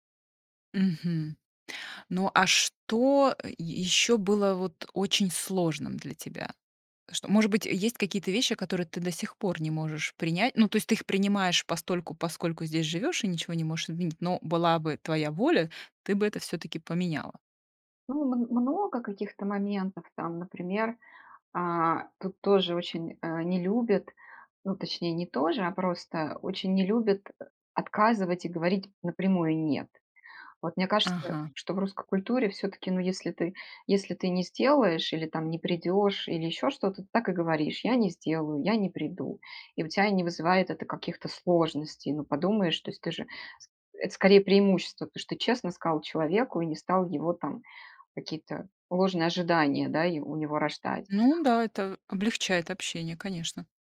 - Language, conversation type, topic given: Russian, podcast, Чувствуешь ли ты себя на стыке двух культур?
- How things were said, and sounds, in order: tapping; "сказал" said as "скал"